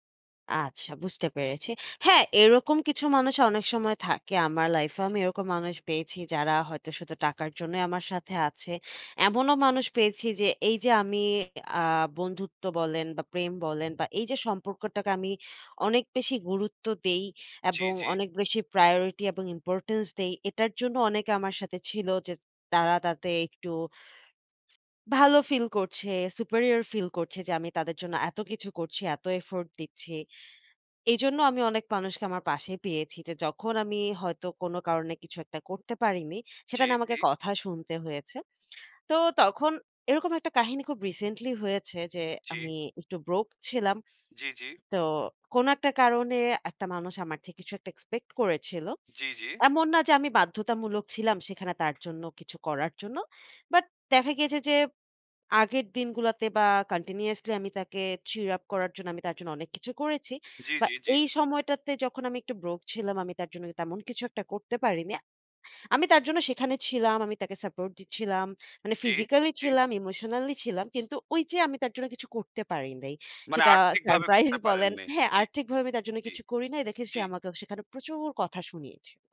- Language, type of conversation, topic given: Bengali, unstructured, কীভাবে বুঝবেন প্রেমের সম্পর্কে আপনাকে ব্যবহার করা হচ্ছে?
- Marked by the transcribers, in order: other background noise; in English: "superior"; in English: "broke"; in English: "cheer up"; in English: "broke"; scoff